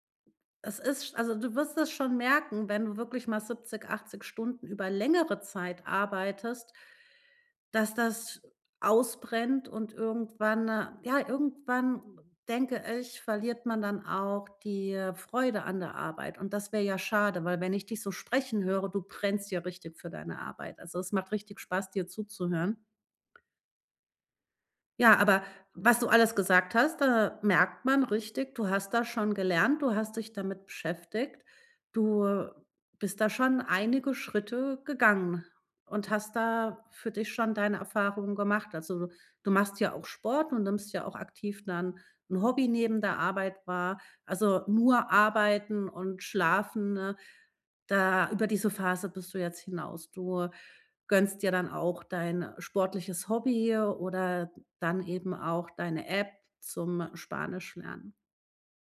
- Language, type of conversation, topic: German, podcast, Wie planst du Zeit fürs Lernen neben Arbeit und Alltag?
- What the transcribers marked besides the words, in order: none